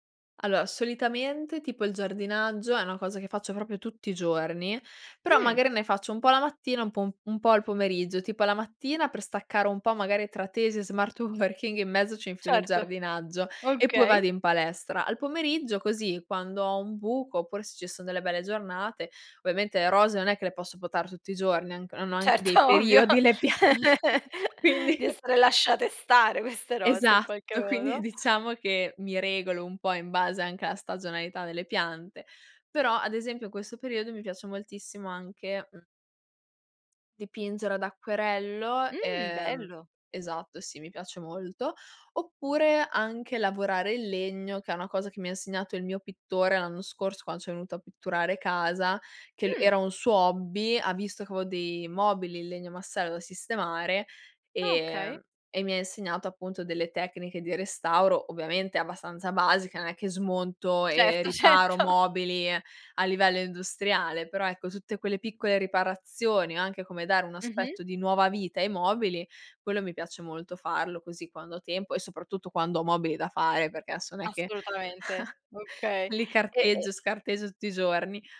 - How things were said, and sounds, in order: background speech; in English: "smart working"; laughing while speaking: "working"; laughing while speaking: "ovvio di essere lasciate stare queste rose"; chuckle; laughing while speaking: "periodi le piante quindi"; "avevo" said as "aveo"; laughing while speaking: "certo"; chuckle
- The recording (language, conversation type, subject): Italian, podcast, Come programmi la tua giornata usando il calendario?